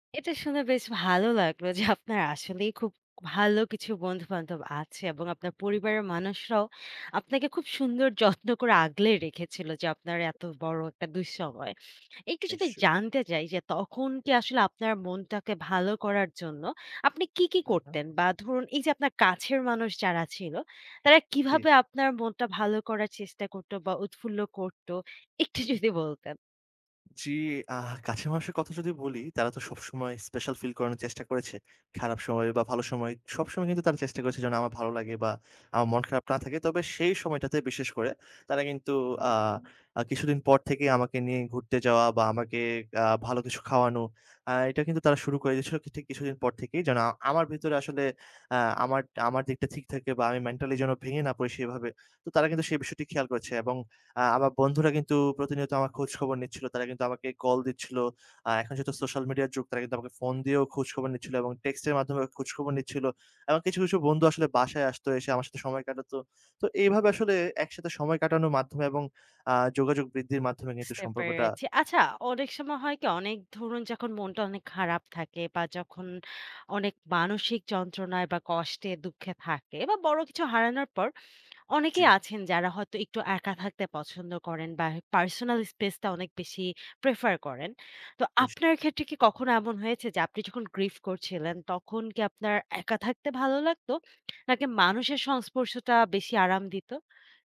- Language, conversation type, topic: Bengali, podcast, বড় কোনো ক্ষতি বা গভীর যন্ত্রণার পর আপনি কীভাবে আবার আশা ফিরে পান?
- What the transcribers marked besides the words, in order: laughing while speaking: "আপনার"; tapping; laughing while speaking: "একটু যদি বলতেন?"; in English: "prefer"; in English: "grief"